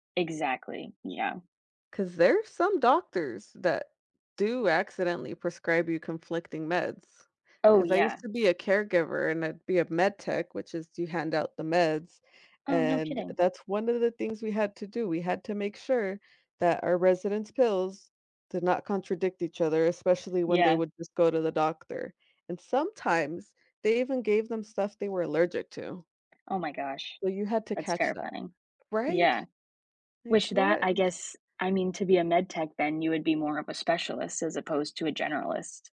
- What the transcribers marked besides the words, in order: other background noise; tapping
- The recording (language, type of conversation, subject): English, unstructured, How do you decide whether to focus on one skill or develop a range of abilities in your career?
- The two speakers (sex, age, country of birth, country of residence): female, 20-24, United States, United States; female, 35-39, United States, United States